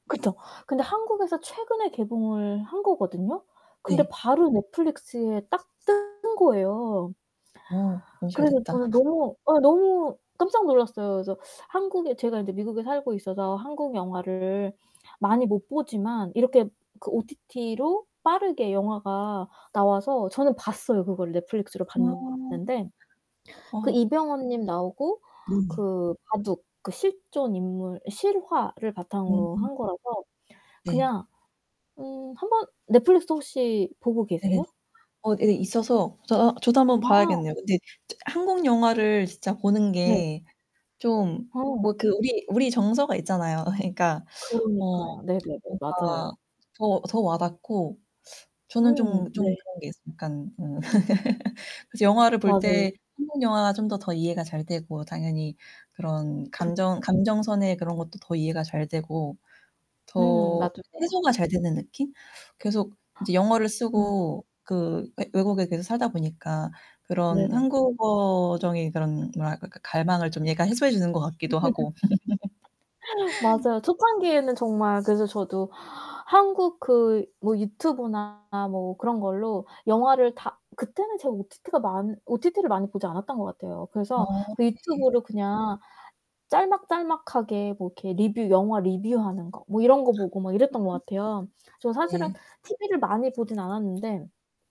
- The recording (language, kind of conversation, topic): Korean, unstructured, 영화는 우리의 감정에 어떤 영향을 미칠까요?
- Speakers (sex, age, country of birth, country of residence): female, 30-34, South Korea, United States; female, 45-49, South Korea, United States
- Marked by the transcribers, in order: distorted speech; laugh; other background noise; laugh; tapping; laugh; unintelligible speech; gasp; laugh; laugh; unintelligible speech